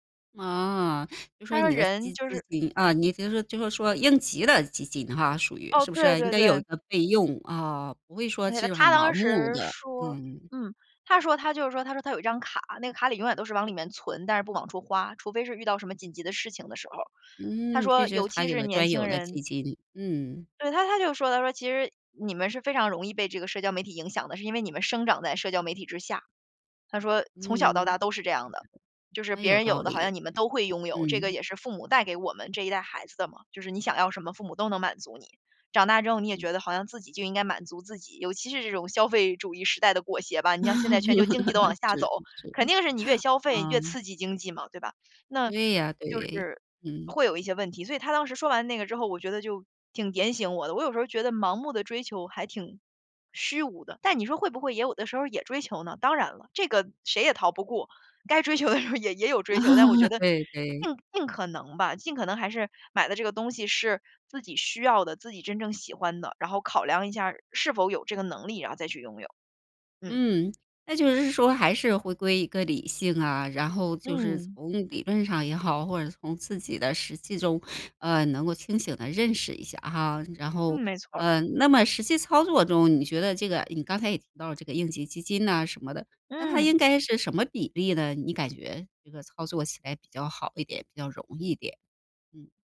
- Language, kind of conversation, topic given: Chinese, podcast, 你会如何权衡存钱和即时消费？
- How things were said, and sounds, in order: unintelligible speech; unintelligible speech; other background noise; laugh; joyful: "尤其是这种消费主义时代的裹挟吧"; laughing while speaking: "是，是"; laughing while speaking: "该追求的时候也 也有追求"; laugh